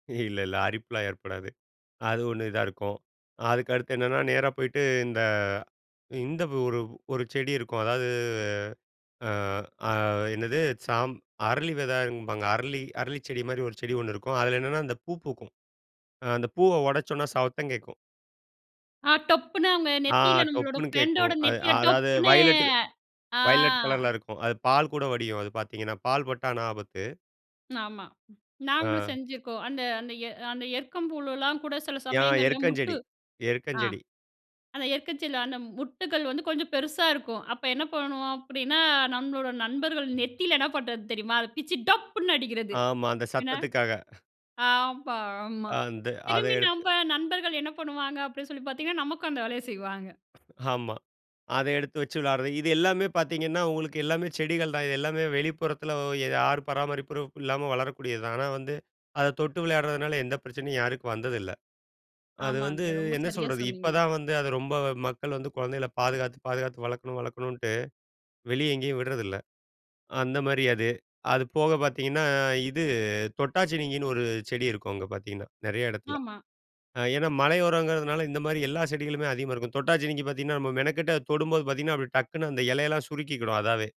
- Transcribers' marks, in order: laughing while speaking: "இல்ல, இல்ல"; drawn out: "அதாவது"; in English: "வயலட் வயலட்"; "ஆமா" said as "நாமா"; other noise; chuckle; chuckle
- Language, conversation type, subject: Tamil, podcast, இயற்கையில் பூச்சிகளைப் பிடித்து பார்த்து விளையாடிய அனுபவம் உங்களுக்கு என்ன?